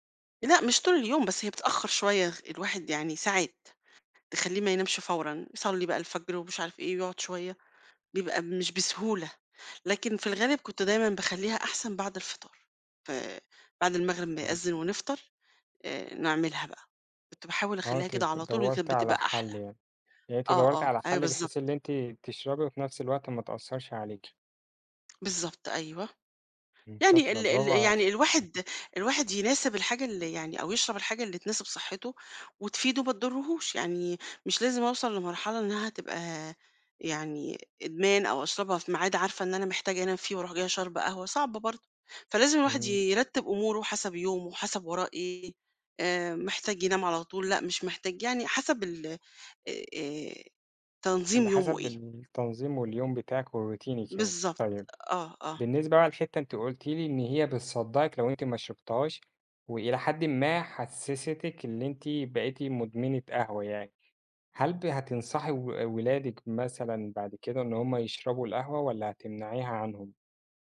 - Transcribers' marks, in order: in English: "وروتينِك"; tapping
- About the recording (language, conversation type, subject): Arabic, podcast, قهوة ولا شاي الصبح؟ إيه السبب؟